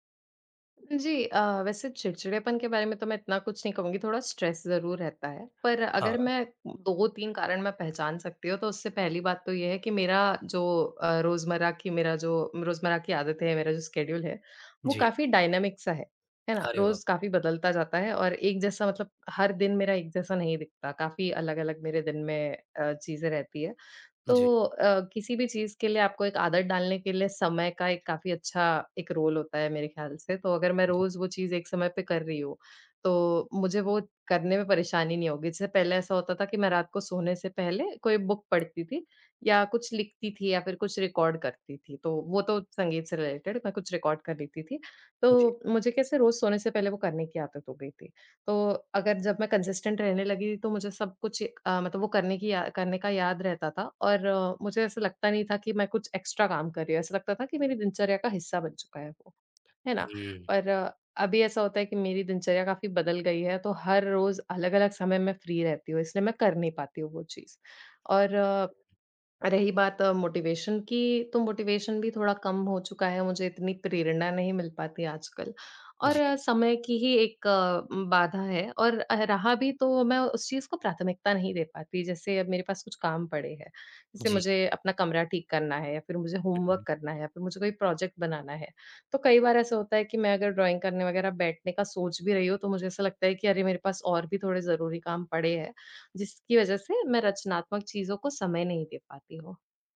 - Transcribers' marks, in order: in English: "स्ट्रेस"; in English: "शेड्यूल"; in English: "डायनामिक"; in English: "रोल"; in English: "बुक"; in English: "रिकॉर्ड"; in English: "रिलेटेड"; in English: "रिकॉर्ड"; in English: "कंसिस्टेंट"; in English: "एक्स्ट्रा"; in English: "फ्री"; in English: "मोटिवेशन"; in English: "मोटिवेशन"; in English: "होमवर्क"; in English: "प्रोजेक्ट"; in English: "ड्राइंग"
- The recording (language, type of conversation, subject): Hindi, advice, आप रोज़ रचनात्मक काम के लिए समय कैसे निकाल सकते हैं?